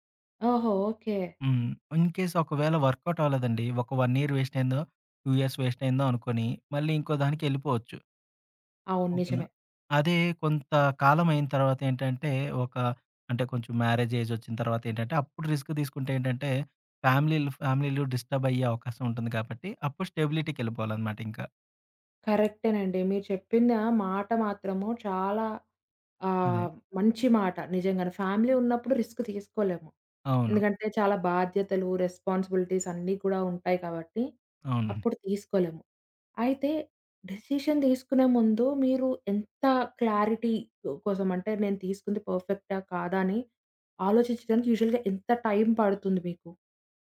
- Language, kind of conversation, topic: Telugu, podcast, రెండు ఆఫర్లలో ఒకదాన్నే ఎంపిక చేయాల్సి వస్తే ఎలా నిర్ణయం తీసుకుంటారు?
- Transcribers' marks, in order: in English: "ఇన్‌కేస్"; in English: "వర్క్‌ఔట్"; in English: "వన్ ఇయర్ వేస్ట్"; in English: "టు ఇయర్స్ వేస్ట్"; in English: "మ్యారేజ్ ఏజ్"; in English: "రిస్క్"; in English: "డిస్టర్బ్"; in English: "స్టెబిలిటీకెళిపోవాలన్నమాటింక"; tapping; in English: "ఫ్యామిలీ"; in English: "రిస్క్"; in English: "రెస్పాన్సిబిలిటీస్"; in English: "డెసిషన్"; in English: "క్లారిటీ"; in English: "యూషువల్‌గా"